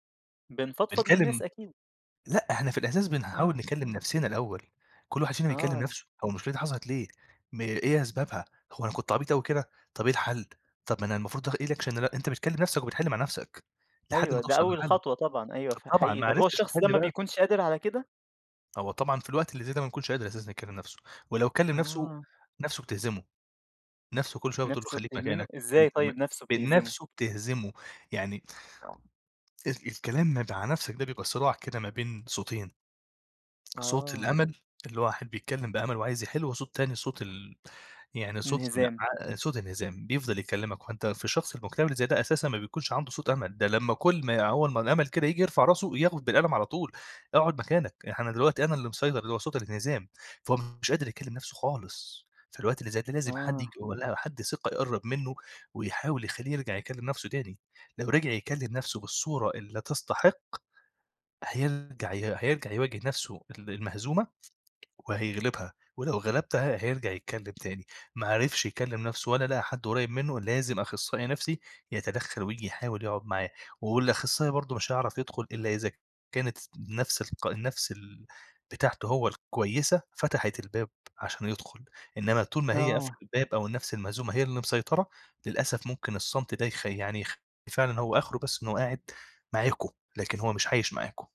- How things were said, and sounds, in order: other background noise; in English: "الاكشن"; tapping; "بتهزمه" said as "بتهمنه"; unintelligible speech
- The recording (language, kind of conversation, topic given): Arabic, podcast, إمتى بتحسّ إن الصمت بيحكي أكتر من الكلام؟